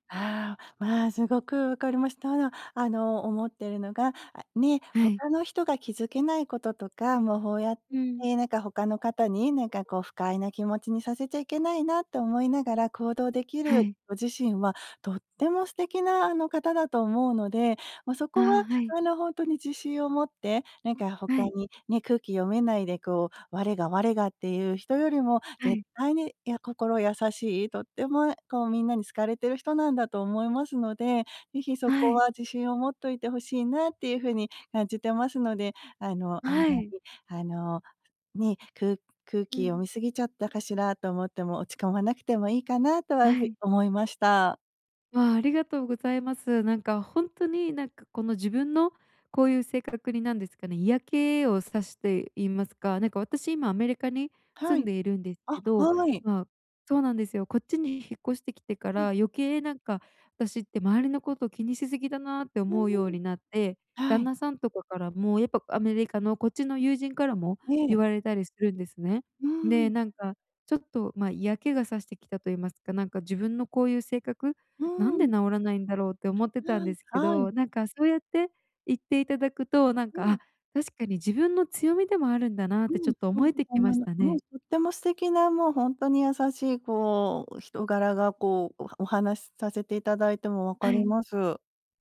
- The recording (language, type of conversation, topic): Japanese, advice, 他人の評価を気にしすぎずに生きるにはどうすればいいですか？
- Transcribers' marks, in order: unintelligible speech